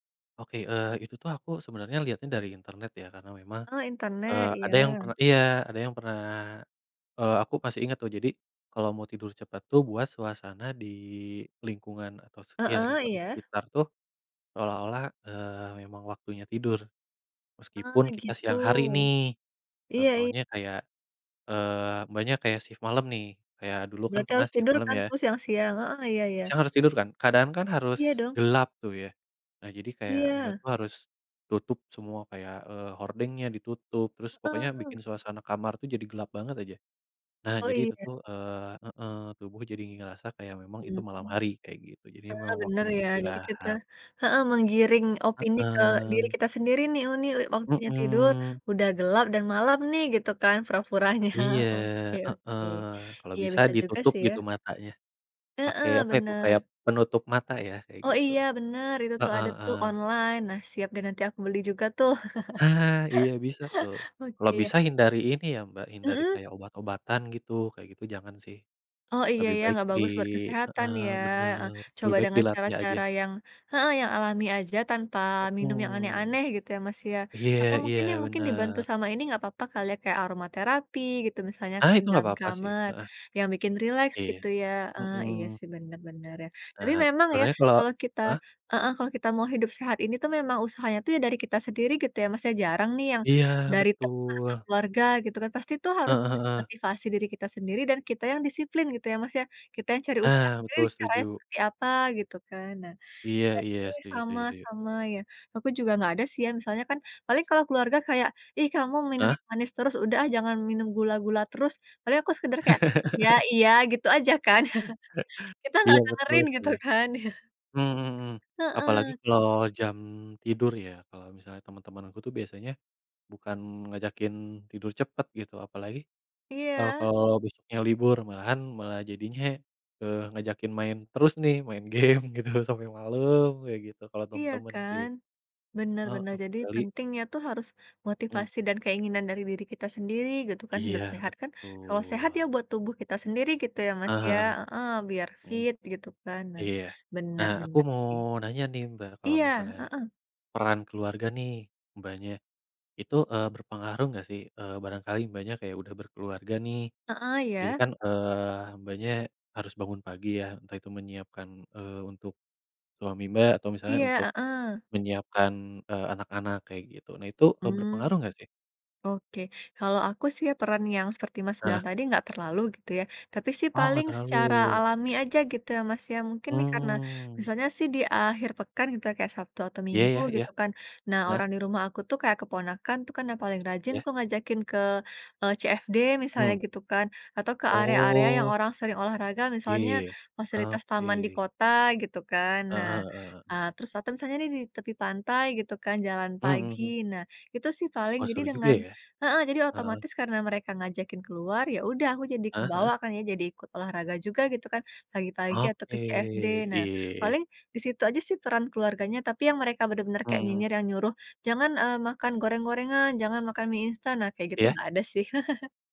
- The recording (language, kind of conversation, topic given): Indonesian, unstructured, Apa tantangan terbesar saat mencoba menjalani hidup sehat?
- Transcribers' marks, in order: other background noise; laughing while speaking: "pura-puranya"; laugh; unintelligible speech; laugh; chuckle; laughing while speaking: "gitu"; laughing while speaking: "Iya"; laughing while speaking: "jadinya"; laughing while speaking: "game, gitu"; drawn out: "Mmm"; chuckle